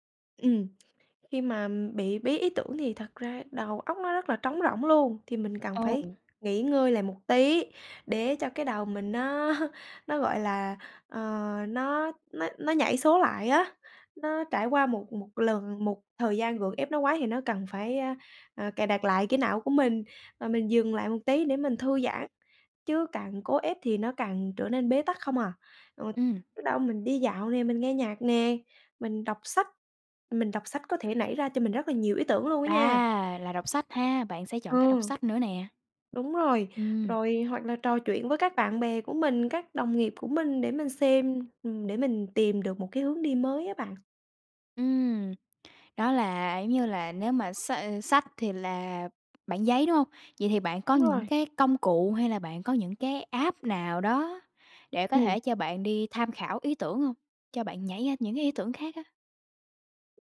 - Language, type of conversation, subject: Vietnamese, podcast, Bạn làm thế nào để vượt qua cơn bí ý tưởng?
- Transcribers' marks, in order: tapping; laughing while speaking: "nó"; other background noise; in English: "app"